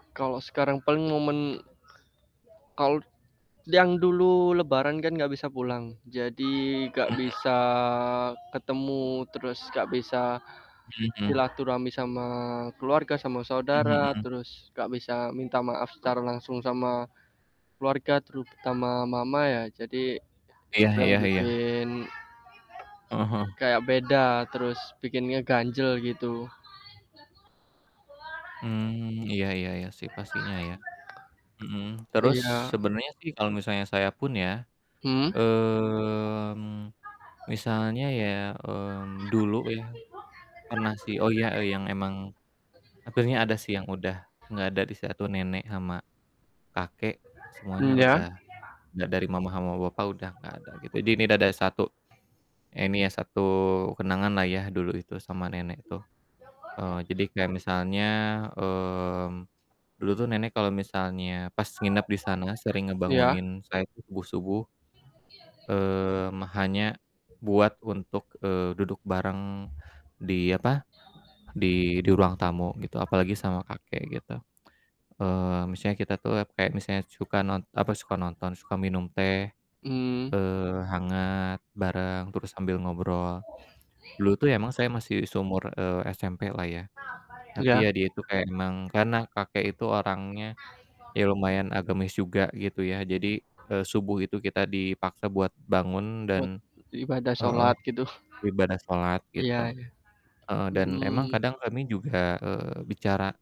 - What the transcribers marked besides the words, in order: static; other background noise; distorted speech; tapping; drawn out: "mmm"; alarm; background speech
- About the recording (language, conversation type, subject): Indonesian, unstructured, Siapa anggota keluarga yang paling kamu rindukan?